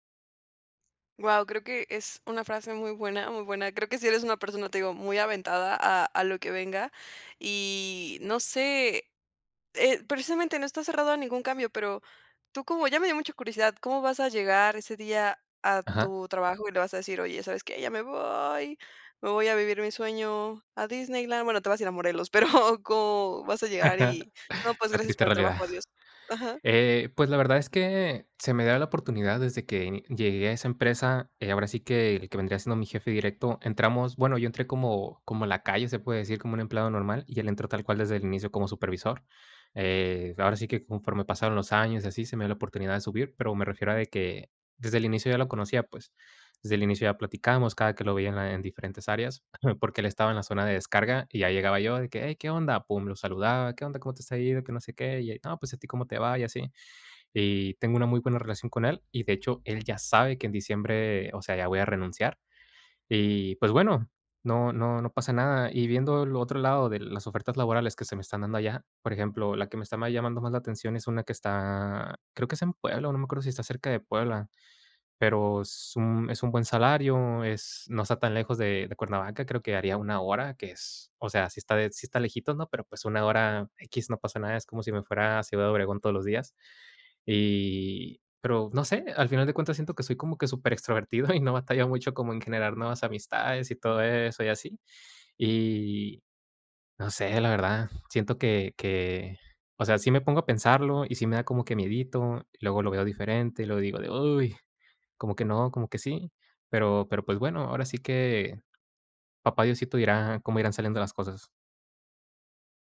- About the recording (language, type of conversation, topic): Spanish, podcast, ¿Qué haces para desconectarte del trabajo al terminar el día?
- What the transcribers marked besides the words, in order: laughing while speaking: "pero"; chuckle; laughing while speaking: "y"